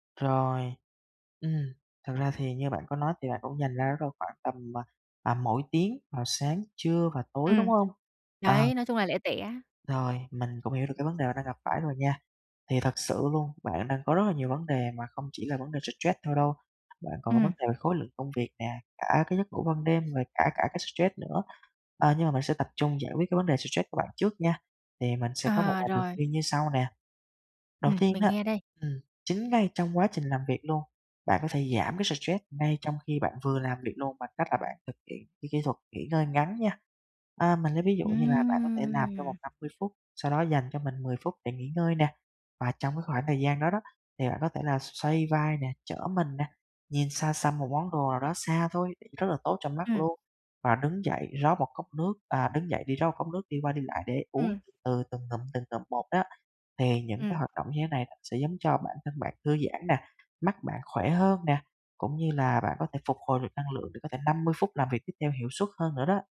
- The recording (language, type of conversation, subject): Vietnamese, advice, Làm sao để giảm căng thẳng sau giờ làm mỗi ngày?
- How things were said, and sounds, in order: none